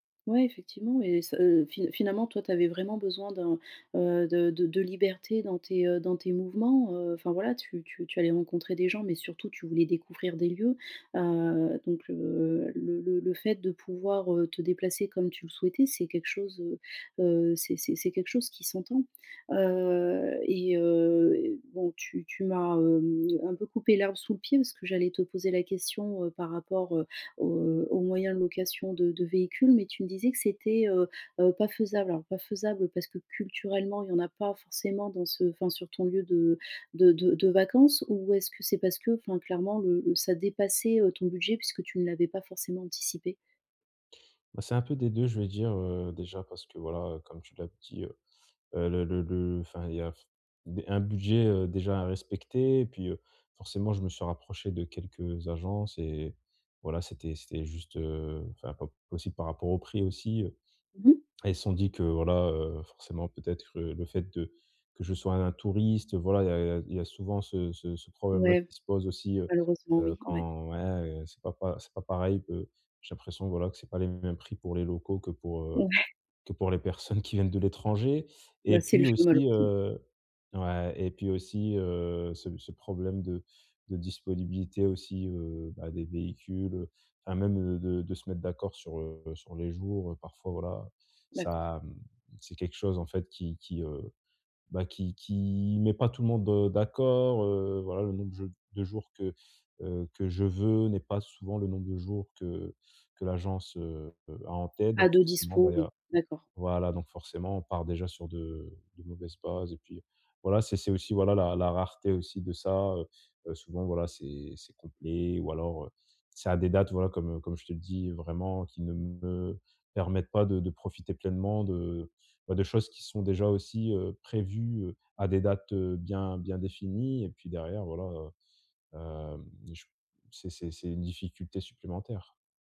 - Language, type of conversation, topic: French, advice, Comment gérer les difficultés logistiques lors de mes voyages ?
- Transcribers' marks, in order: laughing while speaking: "Ouais !"; tapping